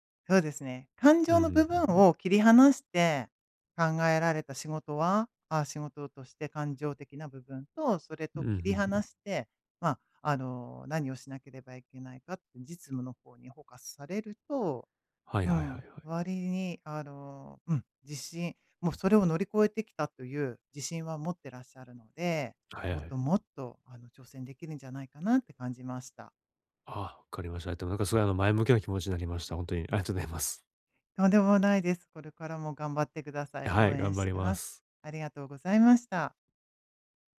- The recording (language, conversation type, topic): Japanese, advice, どうすれば挫折感を乗り越えて一貫性を取り戻せますか？
- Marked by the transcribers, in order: in English: "フォーカス"; laughing while speaking: "ありがとうございます"